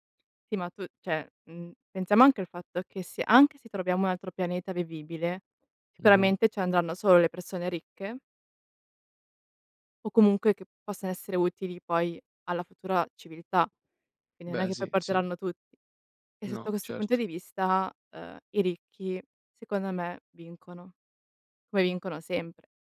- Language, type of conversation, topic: Italian, unstructured, Perché credi che esplorare lo spazio sia così affascinante?
- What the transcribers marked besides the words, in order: other background noise; "Sì" said as "ì"; "cioè" said as "ceh"